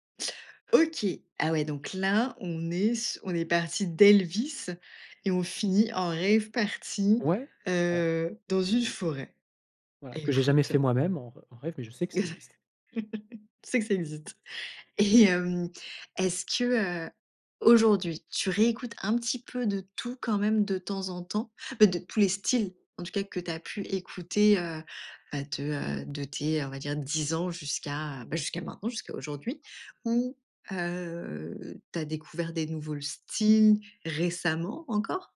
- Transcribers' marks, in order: chuckle; stressed: "styles"; drawn out: "heu"; stressed: "styles"
- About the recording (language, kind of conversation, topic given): French, podcast, Comment tes goûts ont-ils changé avec le temps ?